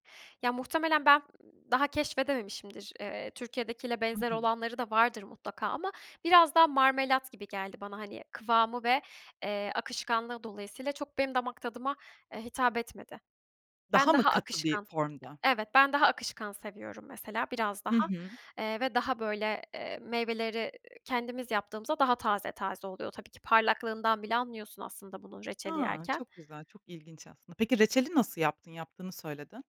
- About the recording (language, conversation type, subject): Turkish, podcast, Sabah kahvaltısı senin için nasıl olmalı?
- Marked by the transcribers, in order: none